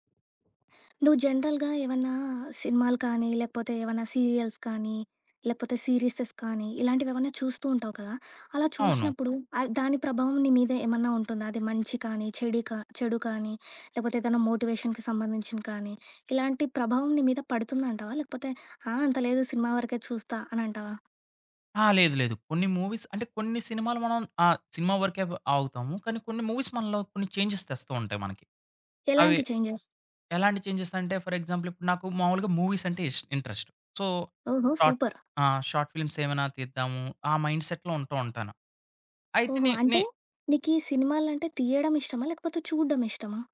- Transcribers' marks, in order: in English: "జనరల్‌గా"; in English: "సీరియల్స్"; in English: "సీరిసెస్"; in English: "మోటివేషన్‌కి"; other background noise; in English: "మూవీస్"; in English: "మూవీస్"; in English: "చేంజెస్"; in English: "చేంజెస్?"; in English: "ఫర్ ఎగ్జాంపుల్"; tapping; in English: "మూవీస్"; in English: "ఇంట్రెస్ట్. సో షార్ట్"; in English: "సూపర్"; in English: "షార్ట్"; in English: "మైండ్‌సెట్‌లో"
- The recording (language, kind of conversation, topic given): Telugu, podcast, ఫిల్మ్ లేదా టీవీలో మీ సమూహాన్ని ఎలా చూపిస్తారో అది మిమ్మల్ని ఎలా ప్రభావితం చేస్తుంది?